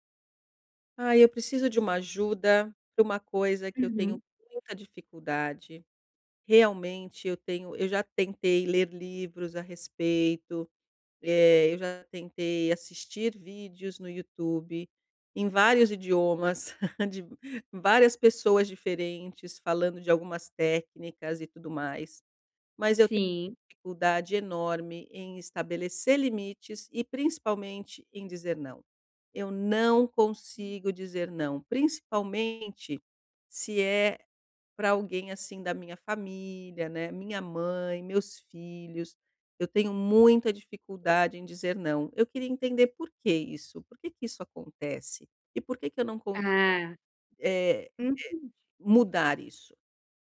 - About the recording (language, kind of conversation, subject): Portuguese, advice, Como posso estabelecer limites e dizer não em um grupo?
- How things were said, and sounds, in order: tapping; other background noise; chuckle